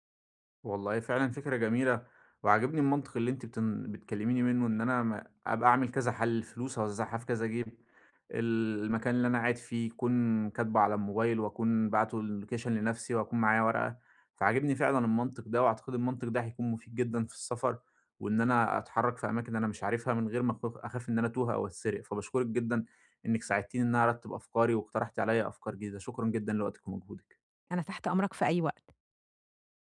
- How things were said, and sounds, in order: in English: "اللوكيشن"
- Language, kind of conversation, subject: Arabic, advice, إزاي أتنقل بأمان وثقة في أماكن مش مألوفة؟